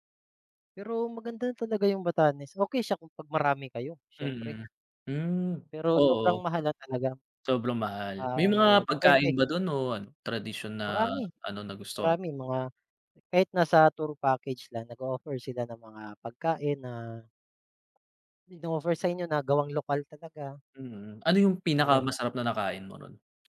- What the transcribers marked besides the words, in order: alarm; lip smack
- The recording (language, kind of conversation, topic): Filipino, unstructured, Ano ang pinaka-kapana-panabik na lugar sa Pilipinas na napuntahan mo?